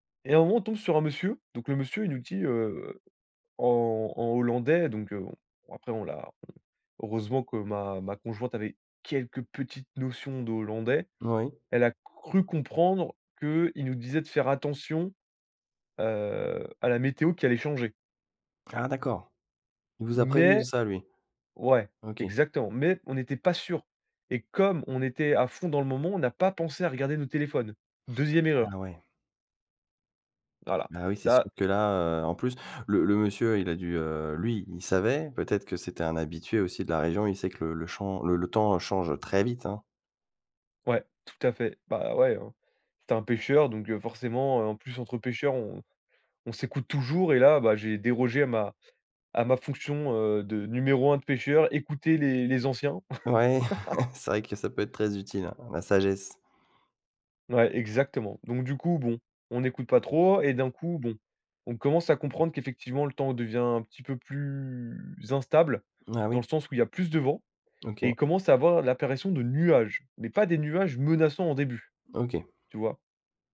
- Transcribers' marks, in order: stressed: "quelques"; other background noise; stressed: "toujours"; laugh; drawn out: "plus"; stressed: "nuages"
- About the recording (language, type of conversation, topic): French, podcast, As-tu déjà été perdu et un passant t’a aidé ?